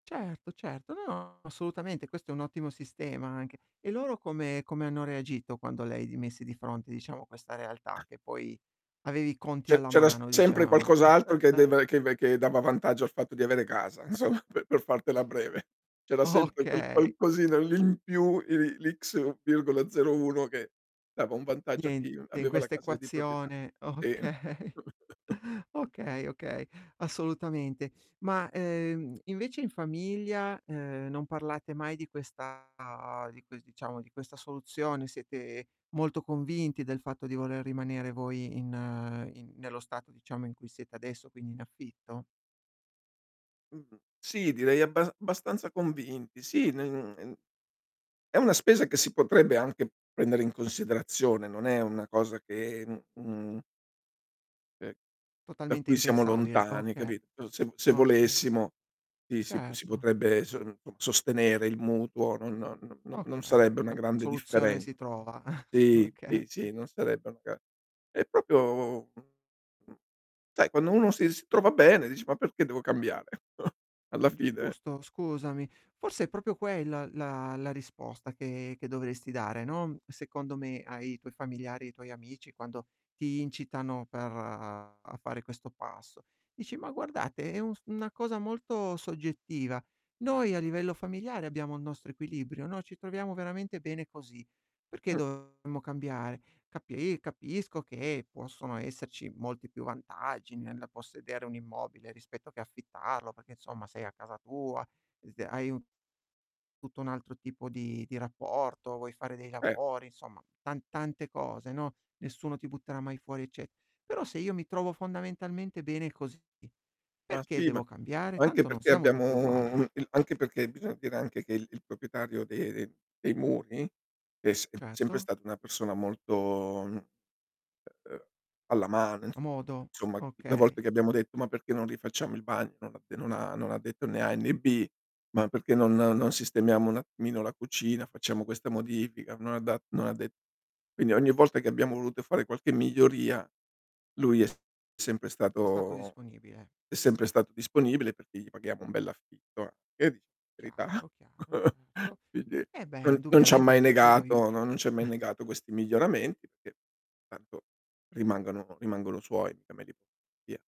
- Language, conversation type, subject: Italian, advice, Perché mi sento obbligato a comprare casa per sembrare stabile?
- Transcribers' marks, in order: distorted speech; other background noise; chuckle; laughing while speaking: "insomma"; tapping; laughing while speaking: "o okay"; "proprietà" said as "propietà"; chuckle; "abbastanza" said as "bastanza"; unintelligible speech; chuckle; laughing while speaking: "Okay"; "proprio" said as "propio"; unintelligible speech; chuckle; "proprio" said as "propio"; laughing while speaking: "verità"; chuckle; chuckle